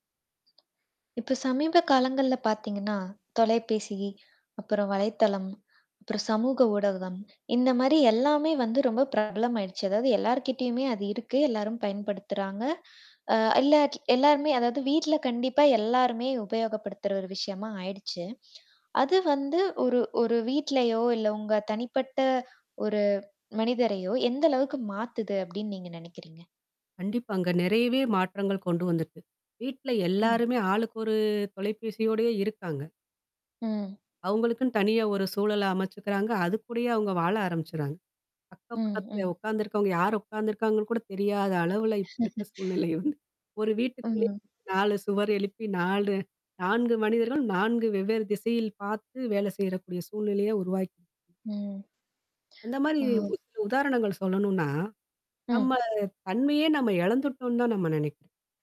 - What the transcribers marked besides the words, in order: static; distorted speech; other noise; drawn out: "ஒரு"; laugh; other background noise; in English: "வாவ்"
- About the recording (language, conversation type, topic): Tamil, podcast, தொலைபேசி பயன்பாடும் சமூக ஊடகங்களும் உங்களை எப்படி மாற்றின?